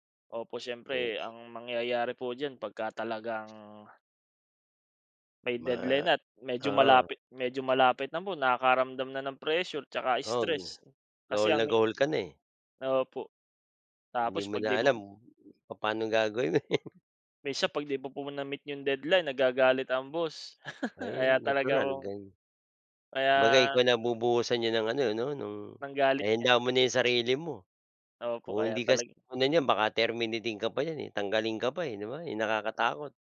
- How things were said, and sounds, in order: unintelligible speech; tapping; laughing while speaking: "eh"; chuckle; unintelligible speech
- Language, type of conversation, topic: Filipino, unstructured, Bakit sa tingin mo ay mahirap makahanap ng magandang trabaho ngayon?